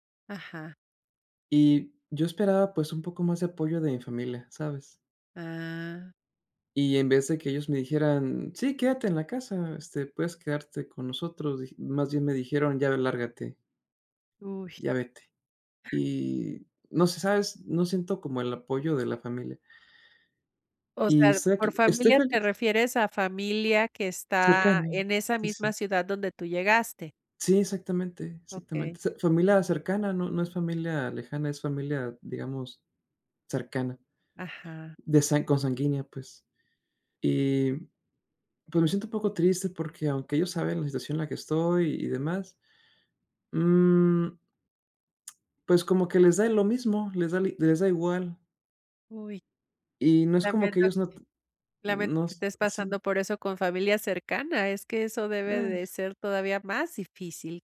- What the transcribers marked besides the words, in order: drawn out: "Ah"; other noise
- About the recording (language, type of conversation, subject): Spanish, advice, ¿Cómo te sientes después de mudarte a una nueva ciudad y sentirte solo/a?